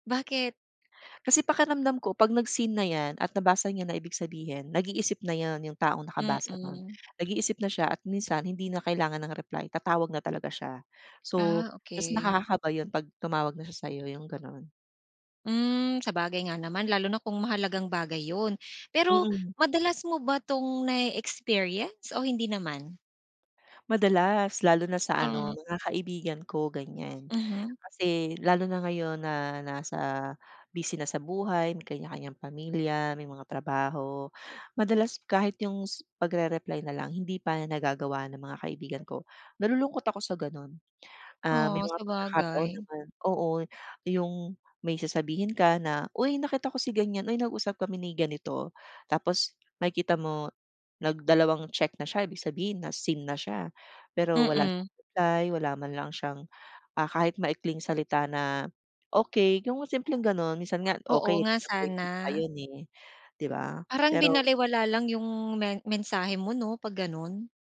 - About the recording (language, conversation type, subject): Filipino, podcast, Ano ang pananaw mo sa mga palatandaang nabasa na ang mensahe, gaya ng “nakita”?
- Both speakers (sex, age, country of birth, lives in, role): female, 40-44, Philippines, Philippines, guest; female, 55-59, Philippines, Philippines, host
- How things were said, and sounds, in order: other background noise; dog barking; tapping